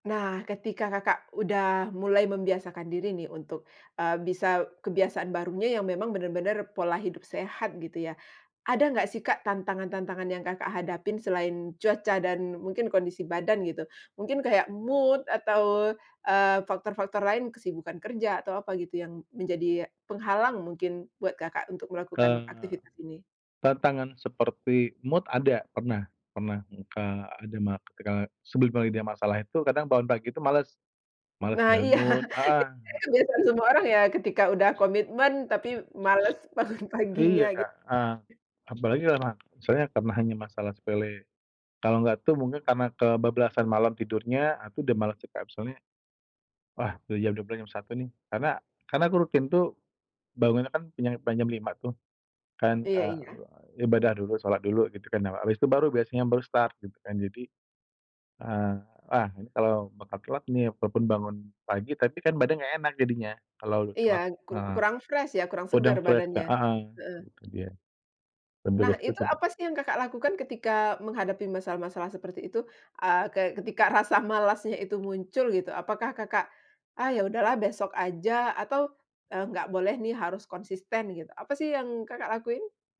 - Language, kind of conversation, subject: Indonesian, podcast, Bagaimana cara kamu mulai membangun kebiasaan baru?
- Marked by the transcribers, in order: in English: "mood"; in English: "mood"; unintelligible speech; laughing while speaking: "iya"; other background noise; laughing while speaking: "bangun"; in English: "fresh"; in English: "fresh"; tapping